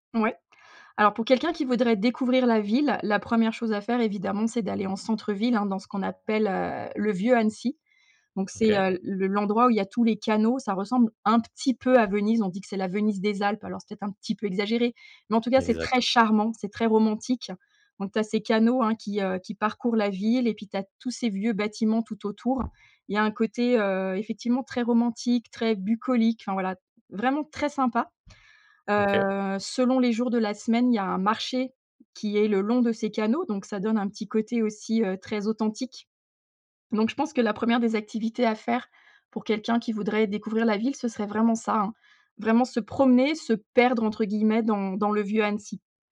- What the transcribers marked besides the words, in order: other background noise
- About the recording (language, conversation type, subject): French, podcast, Quel endroit recommandes-tu à tout le monde, et pourquoi ?